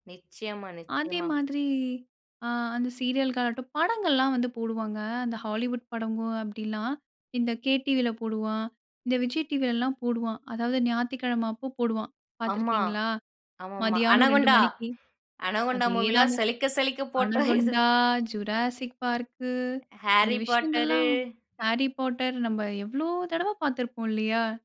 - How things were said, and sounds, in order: other background noise; in English: "ஹாலிவுட்"; laughing while speaking: "அனகோண்டா அனகோண்டா மூவிலாம் சலிக்க சலிக்க போட்டோது"; in English: "அனகோண்டா அனகோண்டா மூவிலாம்"
- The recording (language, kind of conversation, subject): Tamil, podcast, ஒரு பழைய தொலைக்காட்சி சேனல் ஜிங்கிள் கேட்கும்போது உங்களுக்கு உடனே எந்த நினைவுகள் வரும்?